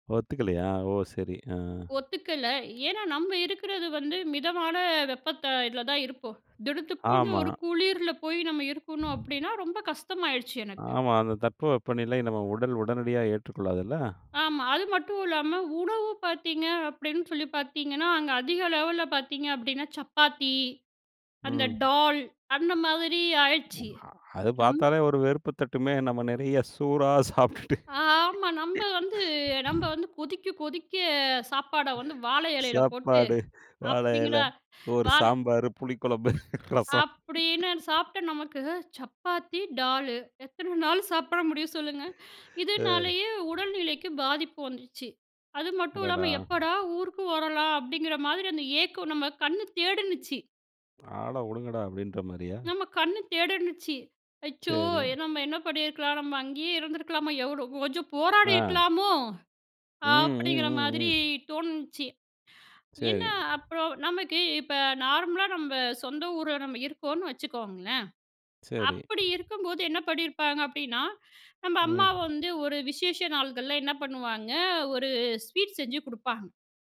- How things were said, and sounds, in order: other background noise; in English: "லெவல்ல"; laughing while speaking: "ரசம்"; chuckle; in English: "ஸ்வீட்"
- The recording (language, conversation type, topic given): Tamil, podcast, உணவு பழக்கங்கள் நமது மனநிலையை எப்படிப் பாதிக்கின்றன?